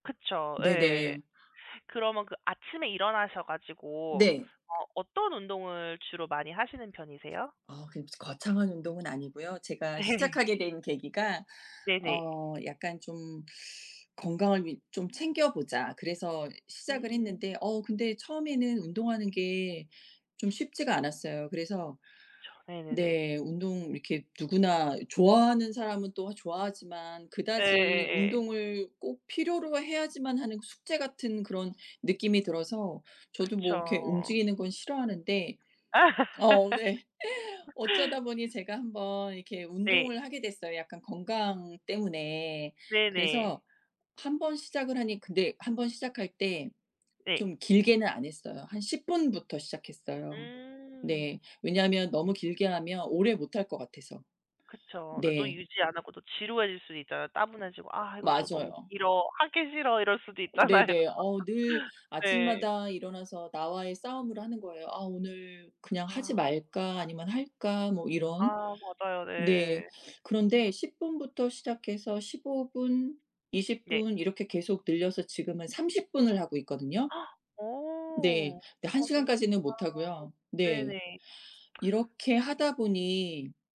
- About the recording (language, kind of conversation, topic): Korean, unstructured, 정신 건강을 위해 가장 중요한 습관은 무엇인가요?
- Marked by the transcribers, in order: tapping; other background noise; laugh; laugh; laughing while speaking: "있잖아요"; laugh; gasp